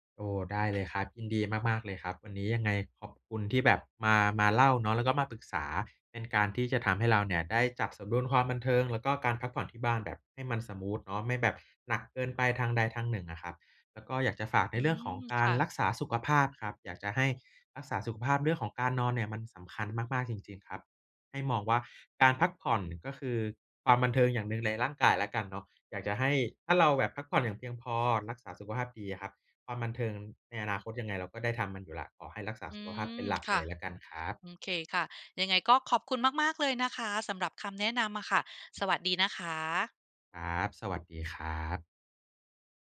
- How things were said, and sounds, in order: other background noise
- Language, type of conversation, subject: Thai, advice, ฉันจะหาสมดุลระหว่างความบันเทิงกับการพักผ่อนที่บ้านได้อย่างไร?